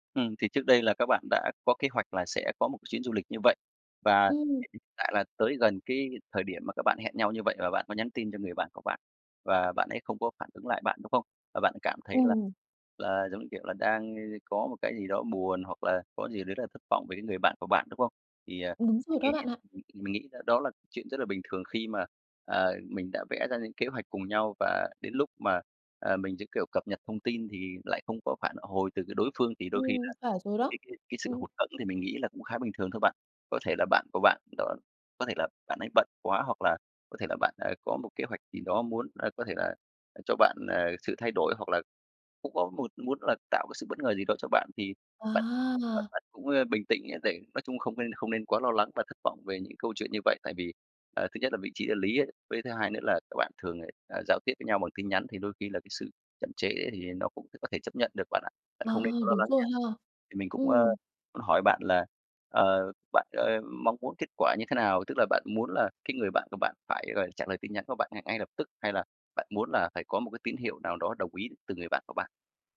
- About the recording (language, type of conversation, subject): Vietnamese, advice, Làm thế nào để giao tiếp với bạn bè hiệu quả hơn, tránh hiểu lầm và giữ gìn tình bạn?
- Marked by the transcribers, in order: tapping